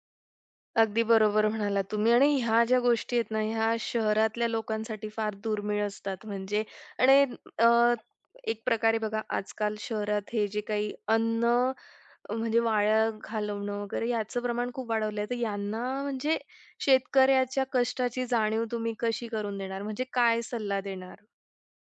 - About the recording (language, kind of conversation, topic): Marathi, podcast, शेतात काम करताना तुला सर्वात महत्त्वाचा धडा काय शिकायला मिळाला?
- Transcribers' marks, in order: other background noise; tapping